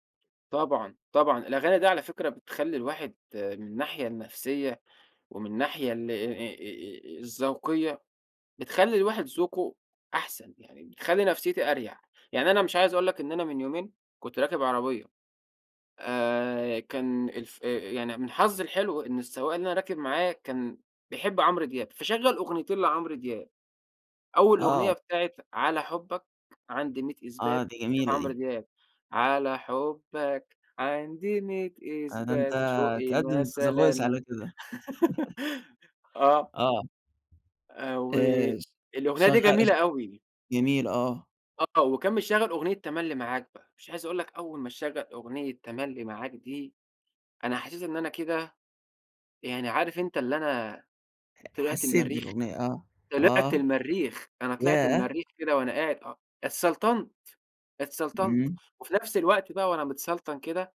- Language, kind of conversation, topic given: Arabic, podcast, إيه الأغنية اللي بتفكّرك بأول حب؟
- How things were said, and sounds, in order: singing: "على حبك عندي مِيّة إثبات شوقي مثلًا"; in English: "The voice"; unintelligible speech; chuckle; laugh; tapping